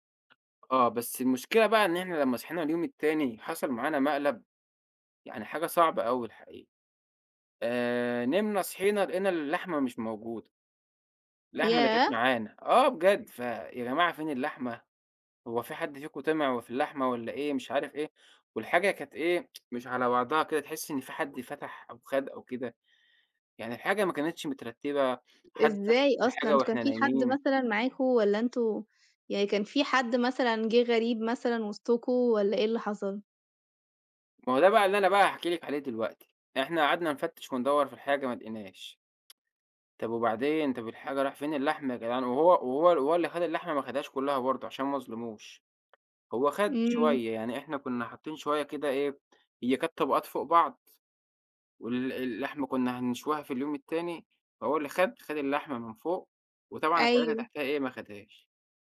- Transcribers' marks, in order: tapping; other background noise; tsk; tsk
- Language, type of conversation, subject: Arabic, podcast, إزاي بتجهّز لطلعة تخييم؟